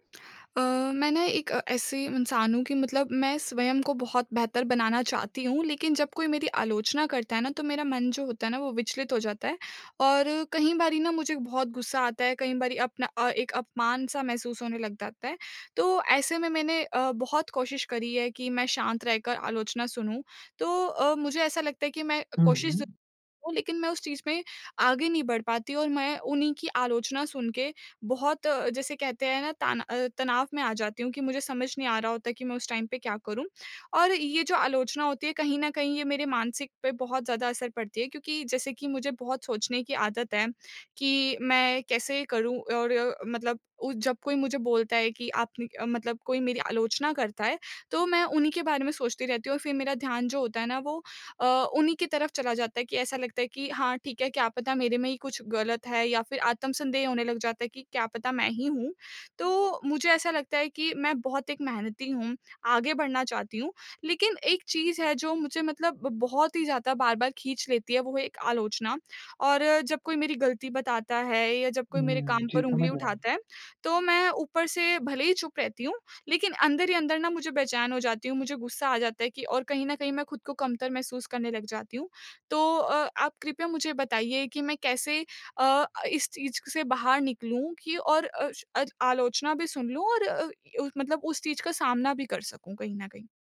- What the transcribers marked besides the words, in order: unintelligible speech; in English: "टाइम"
- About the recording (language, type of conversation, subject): Hindi, advice, मैं शांत रहकर आलोचना कैसे सुनूँ और बचाव करने से कैसे बचूँ?